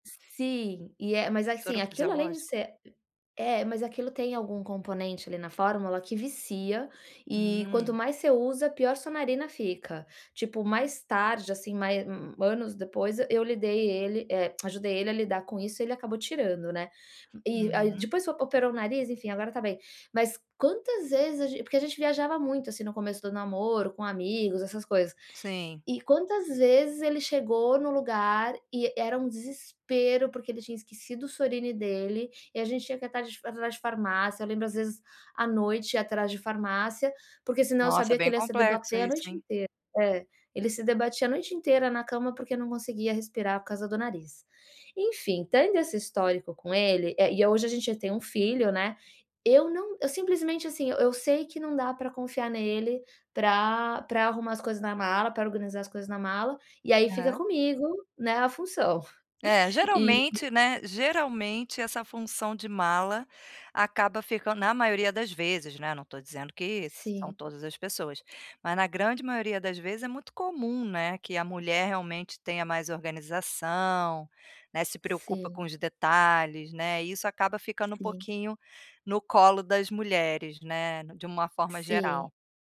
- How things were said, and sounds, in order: other background noise
- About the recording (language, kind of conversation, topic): Portuguese, advice, Como posso lidar com a ansiedade causada por imprevistos durante viagens?